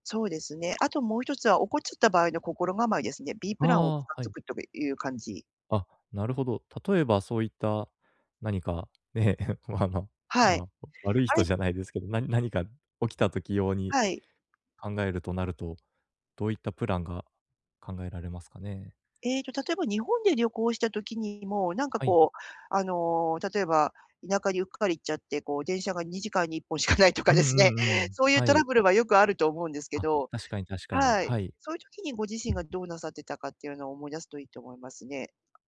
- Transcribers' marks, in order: laughing while speaking: "ま、あの"; laughing while speaking: "しかないとかですね"; tapping; other background noise
- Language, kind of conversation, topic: Japanese, advice, 安全に移動するにはどんなことに気をつければいいですか？